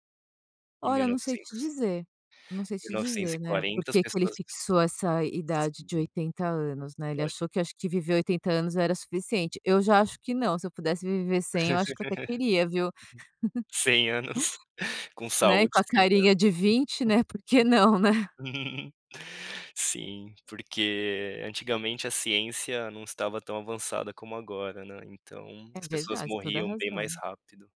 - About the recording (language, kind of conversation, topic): Portuguese, podcast, Que filme marcou a sua adolescência?
- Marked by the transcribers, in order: laugh; laughing while speaking: "Cem anos"; chuckle; laugh; laughing while speaking: "porque não, né?"